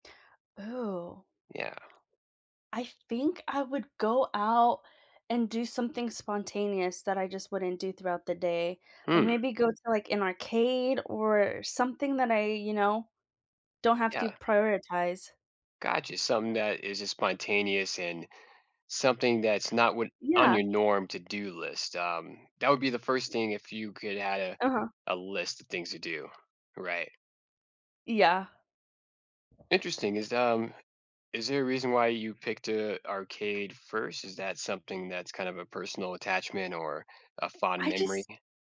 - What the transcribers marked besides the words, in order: other background noise
- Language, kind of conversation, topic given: English, unstructured, How would having extra time in your day change the way you live or make decisions?
- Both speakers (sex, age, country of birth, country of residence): female, 30-34, Mexico, United States; male, 35-39, United States, United States